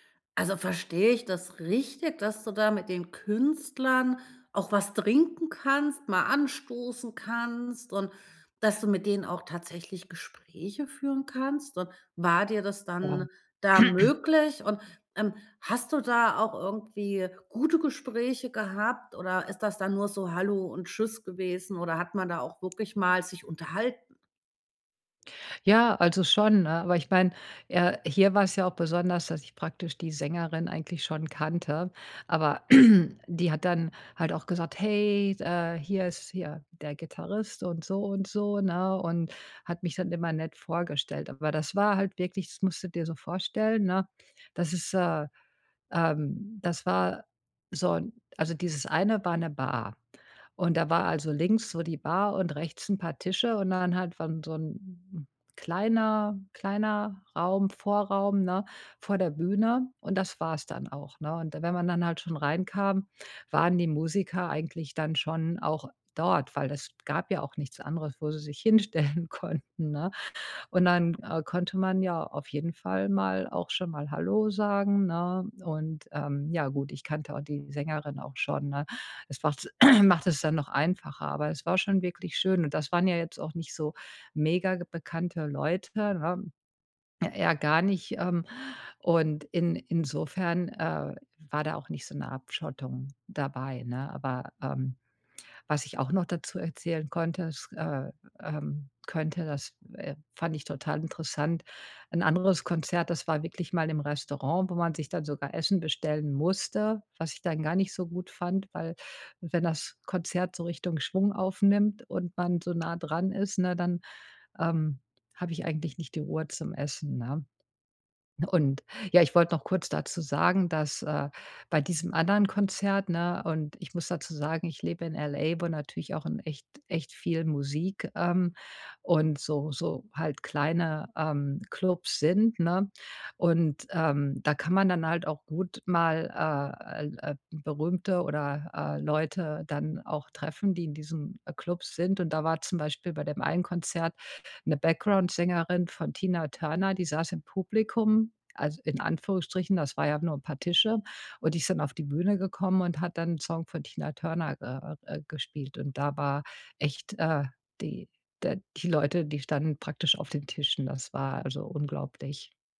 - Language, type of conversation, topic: German, podcast, Was macht ein Konzert besonders intim und nahbar?
- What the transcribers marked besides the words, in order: unintelligible speech; throat clearing; throat clearing; other background noise; throat clearing; stressed: "musste"; inhale